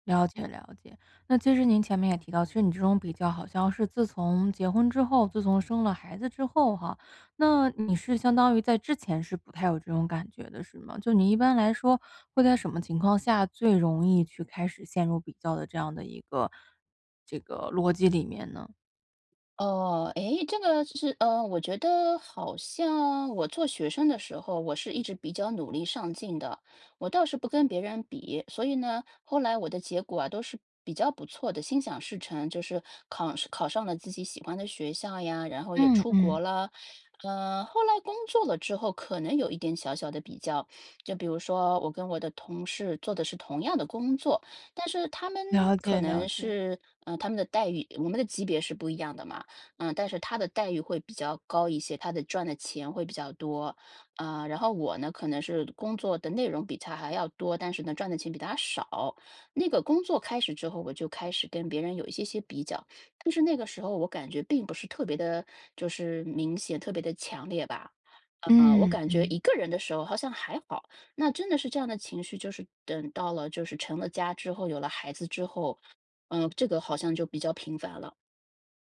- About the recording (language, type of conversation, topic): Chinese, advice, 和别人比较后开始怀疑自己的价值，我该怎么办？
- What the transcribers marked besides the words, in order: other background noise